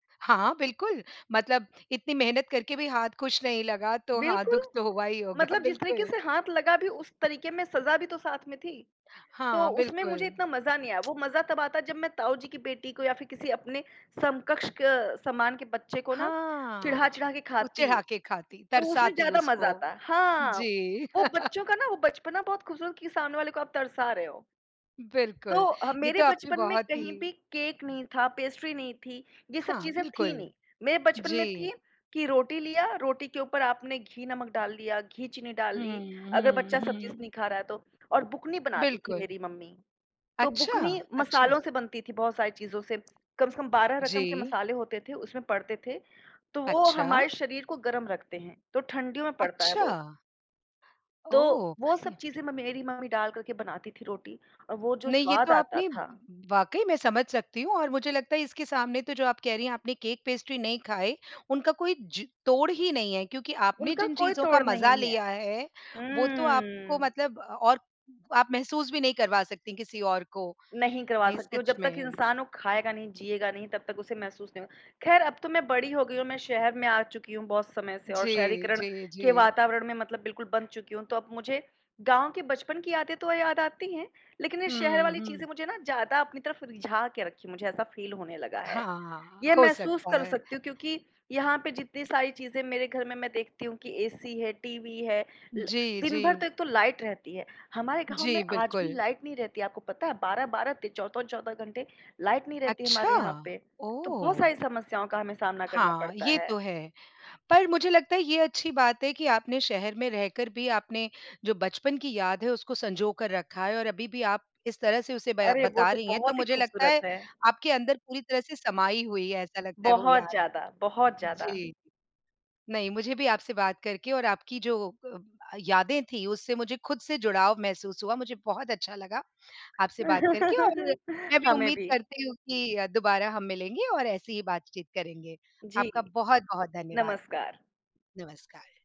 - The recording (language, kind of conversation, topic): Hindi, podcast, तुम्हारे बचपन की प्रकृति से जुड़ी कोई याद क्या है?
- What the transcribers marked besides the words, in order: laughing while speaking: "होगा"; tapping; chuckle; in English: "फ़ील"; surprised: "अच्छा, ओह!"; laugh